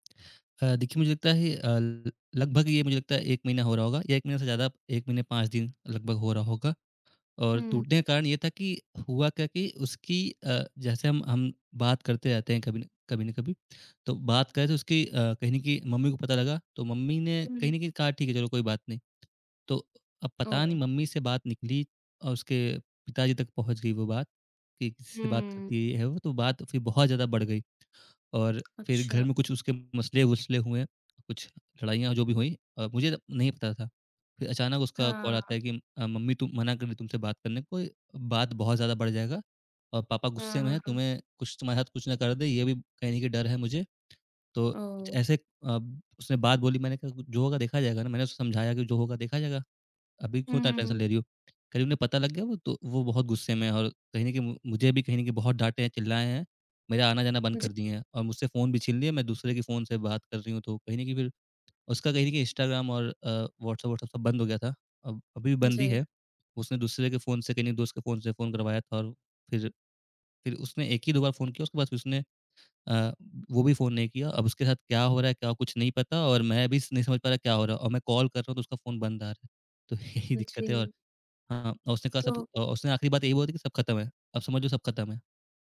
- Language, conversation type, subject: Hindi, advice, रिश्ता टूटने के बाद मुझे जीवन का उद्देश्य समझ में क्यों नहीं आ रहा है?
- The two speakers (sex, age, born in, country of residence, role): female, 25-29, India, India, advisor; male, 20-24, India, India, user
- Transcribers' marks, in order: tapping; in English: "टेंशन"; in English: "कॉल"; laughing while speaking: "तो यही दिक्कत है"